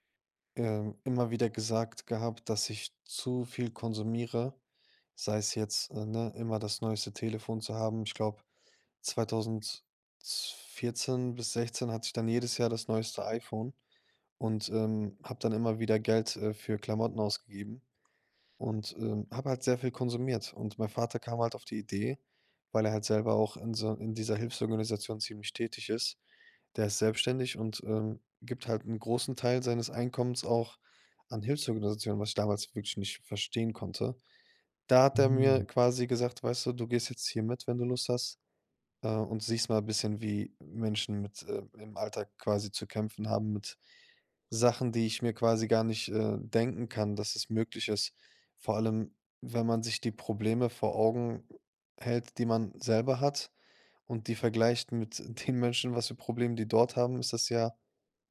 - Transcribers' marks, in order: laughing while speaking: "den Menschen"
- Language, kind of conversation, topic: German, podcast, Was hat dir deine erste große Reise beigebracht?